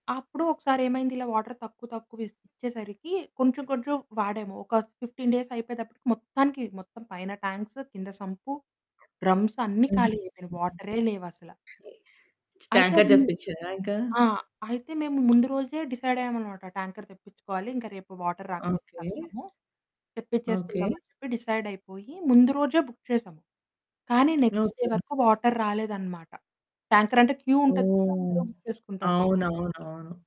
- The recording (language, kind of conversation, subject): Telugu, podcast, మీ ఇంట్లో నీటిని ఎలా ఆదా చేస్తారు?
- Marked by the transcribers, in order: in English: "వాటర్"; in English: "ఫిఫ్‌టీన్ డేస్"; other background noise; unintelligible speech; in English: "డ్రమ్స్"; tapping; in English: "ట్యాంకర్"; static; in English: "ట్యాంకర్"; in English: "వాటర్"; in English: "బుక్"; in English: "నెక్స్ట్ డే"; in English: "వాటర్"; in English: "ట్యాంకర్"; in English: "క్యూ"; in English: "బుక్"